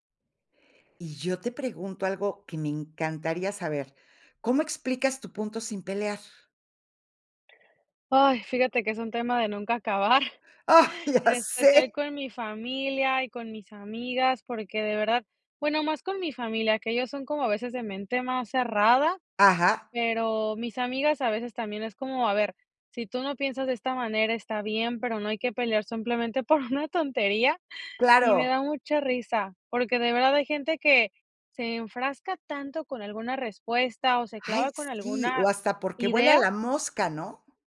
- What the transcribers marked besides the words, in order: laughing while speaking: "acabar"; laughing while speaking: "Ah, ya sé"; laughing while speaking: "por una tontería"
- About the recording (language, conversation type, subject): Spanish, podcast, ¿Cómo puedes expresar tu punto de vista sin pelear?